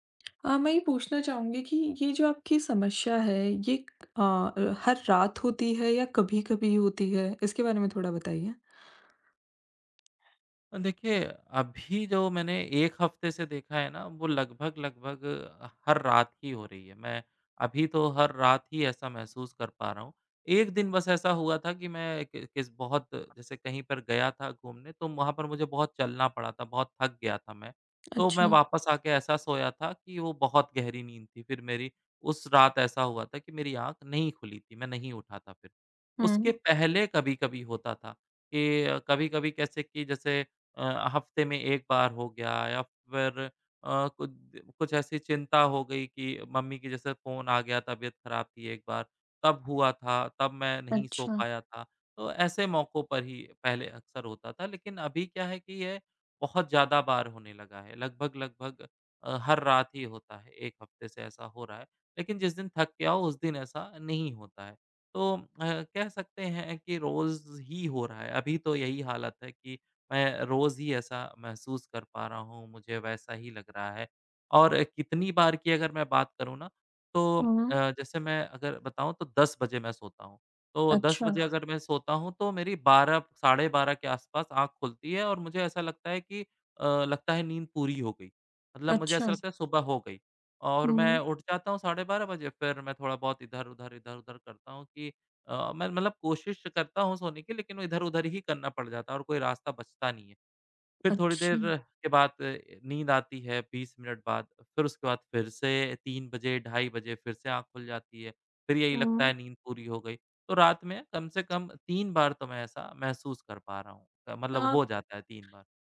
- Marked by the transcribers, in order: tapping; other background noise
- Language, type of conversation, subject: Hindi, advice, रात में बार-बार जागना और फिर सो न पाना